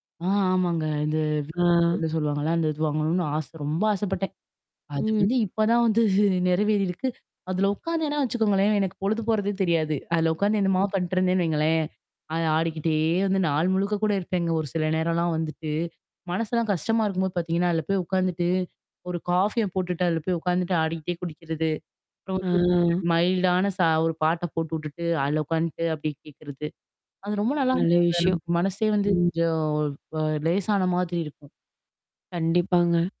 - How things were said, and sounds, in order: unintelligible speech; tapping; unintelligible speech; drawn out: "ஆ"; static; in English: "மைல்டான"; other background noise; other noise
- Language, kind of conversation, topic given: Tamil, podcast, ஒரு பொழுதுபோக்கை நீண்டகாலமாக தொடர்ந்து செய்ய உங்கள் மூன்று கோட்பாடுகள் என்ன?